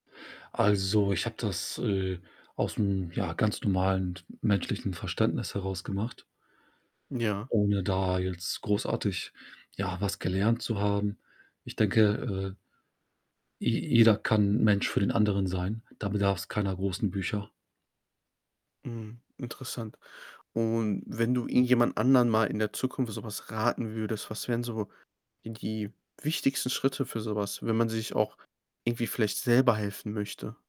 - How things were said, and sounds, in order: other background noise
- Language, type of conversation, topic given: German, podcast, Wie kannst du jemandem helfen, der sich isoliert fühlt?